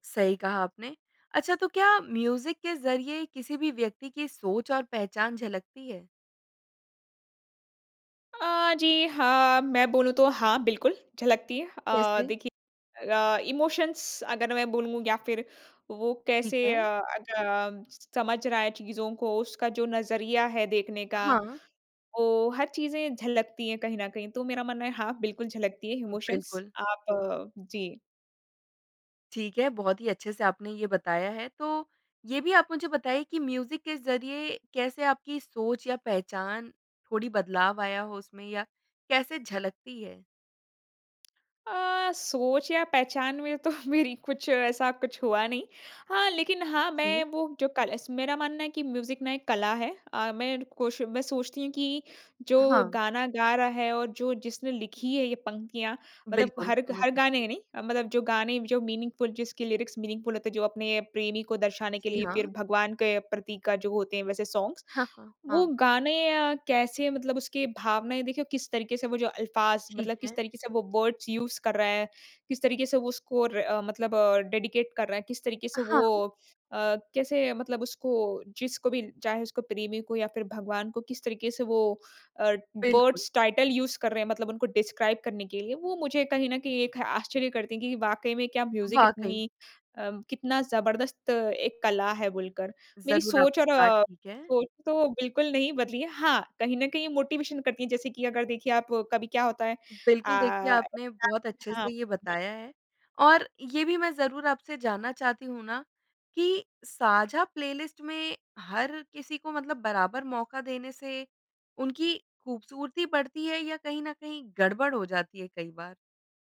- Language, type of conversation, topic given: Hindi, podcast, साझा प्लेलिस्ट में पुराने और नए गानों का संतुलन कैसे रखते हैं?
- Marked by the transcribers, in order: in English: "इमोशंस"; in English: "इमोशंस"; in English: "म्यूज़िक"; laughing while speaking: "तो मेरी"; in English: "म्यूज़िक"; in English: "मीनिंगफुल"; in English: "लिरिक्स मीनिंगफुल"; in English: "सॉन्ग्स"; in English: "वर्ड्स यूज़"; in English: "स्कोर"; in English: "डेडिकेट"; in English: "वर्ड्स टाइटल यूज़"; in English: "डिस्क्राइब"; in English: "म्यूज़िक"; in English: "मोटिवेशन"